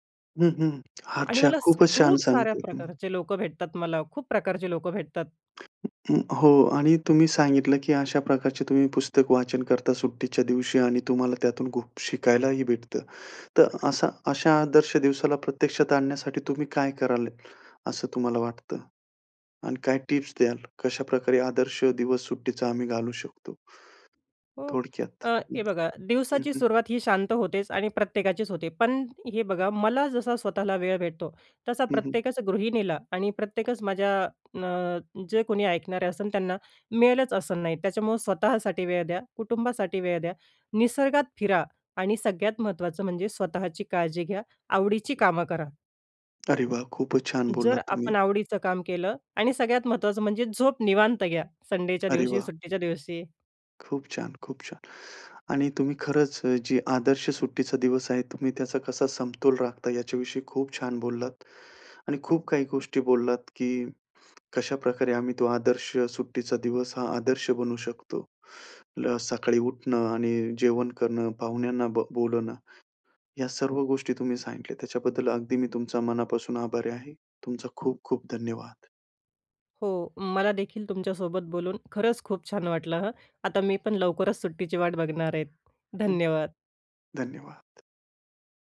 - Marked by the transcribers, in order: other background noise
- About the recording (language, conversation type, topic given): Marathi, podcast, तुमचा आदर्श सुट्टीचा दिवस कसा असतो?